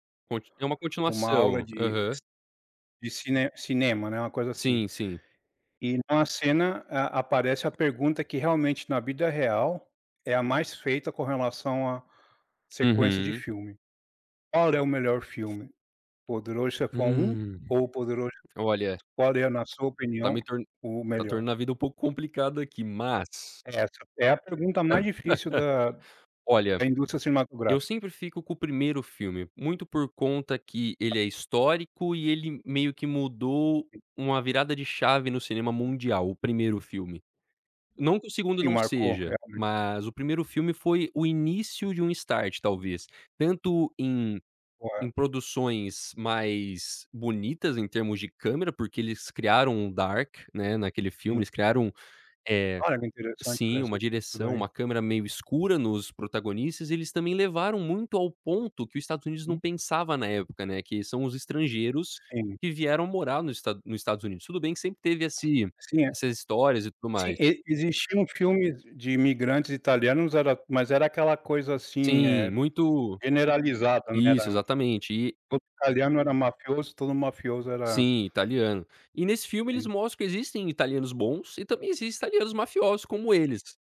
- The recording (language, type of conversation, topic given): Portuguese, podcast, Você pode me contar sobre um filme que te marcou profundamente?
- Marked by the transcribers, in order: other background noise; unintelligible speech; laugh; tapping; in English: "start"; in English: "dark"; unintelligible speech